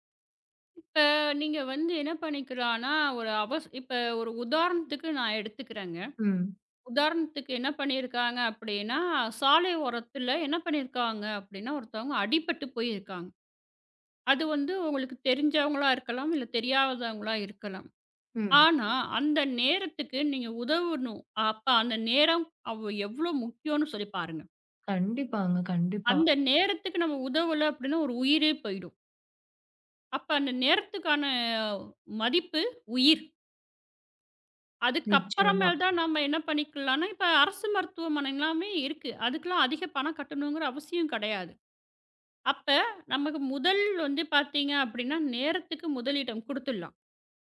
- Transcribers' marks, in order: none
- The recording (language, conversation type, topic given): Tamil, podcast, பணம் அல்லது நேரம்—முதலில் எதற்கு முன்னுரிமை கொடுப்பீர்கள்?